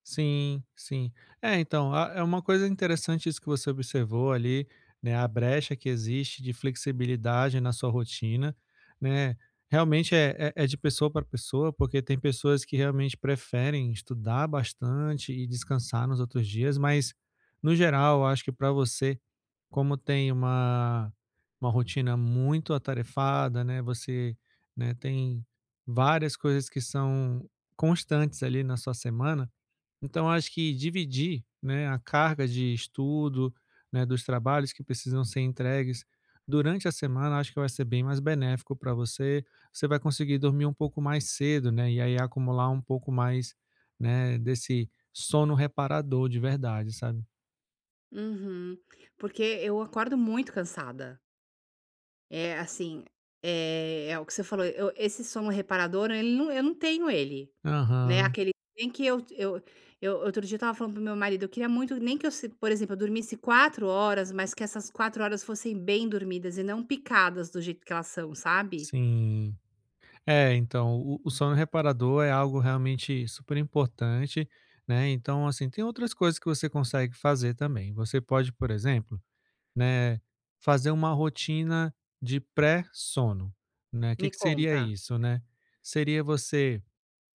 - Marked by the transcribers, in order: tapping; other background noise
- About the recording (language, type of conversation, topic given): Portuguese, advice, Como posso estabelecer hábitos calmantes antes de dormir todas as noites?